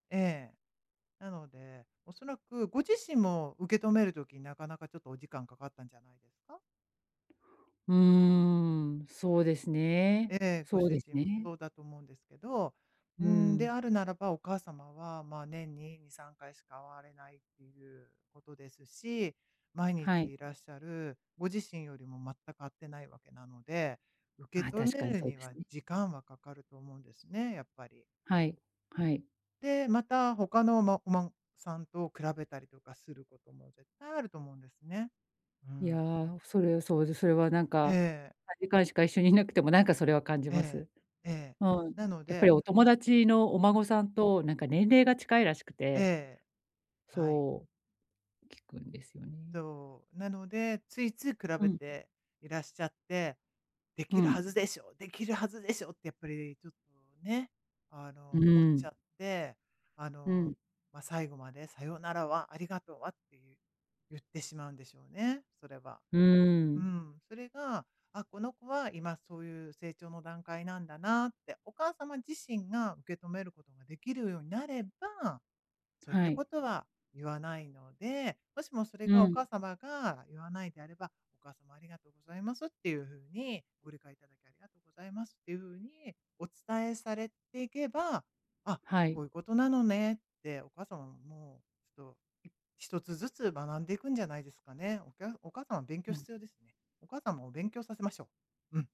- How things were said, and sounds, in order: "お孫" said as "おまん"; "ついつい" said as "ついつ"
- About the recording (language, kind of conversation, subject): Japanese, advice, 育児方針の違いについて、パートナーとどう話し合えばよいですか？